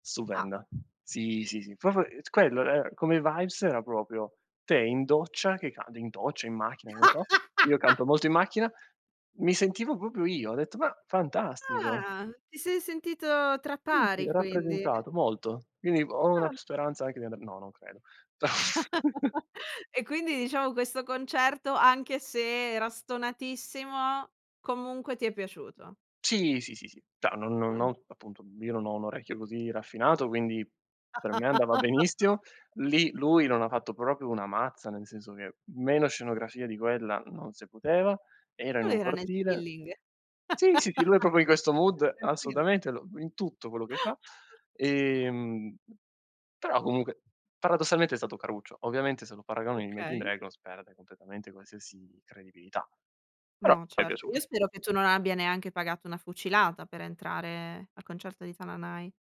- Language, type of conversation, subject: Italian, podcast, Qual è stato il primo concerto a cui sei andato?
- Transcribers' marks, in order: in English: "vibes"; laugh; stressed: "Ah"; laugh; chuckle; "Cioè" said as "cia"; laugh; in English: "chilling"; laugh; in English: "mood"; other background noise; tapping